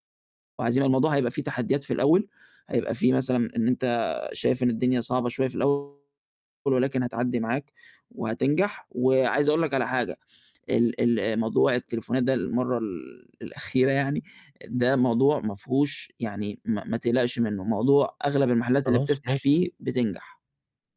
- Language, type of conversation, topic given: Arabic, advice, إزاي أتعامل مع خوفي من الفشل وأنا ببدأ شركتي الناشئة؟
- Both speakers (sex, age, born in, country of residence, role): male, 20-24, United Arab Emirates, Egypt, advisor; male, 35-39, Egypt, Egypt, user
- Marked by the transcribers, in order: distorted speech